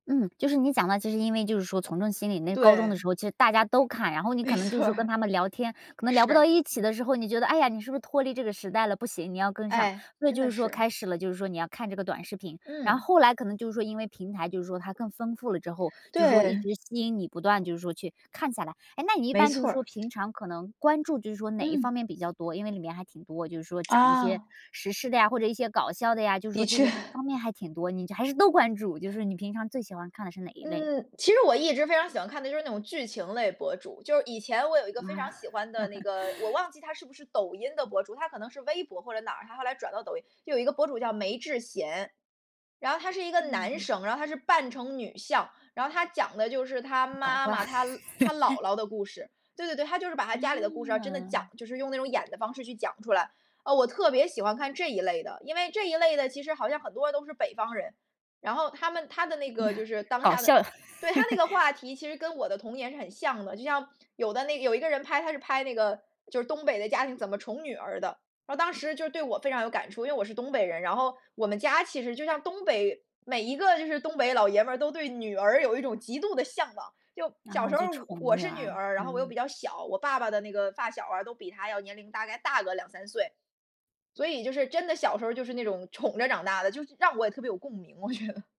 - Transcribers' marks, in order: tapping; laughing while speaking: "没错儿"; other background noise; laughing while speaking: "的确"; stressed: "都关注"; chuckle; chuckle; chuckle; laugh; laughing while speaking: "我觉得"
- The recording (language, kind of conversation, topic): Chinese, podcast, 你是从什么时候开始喜欢看短视频的？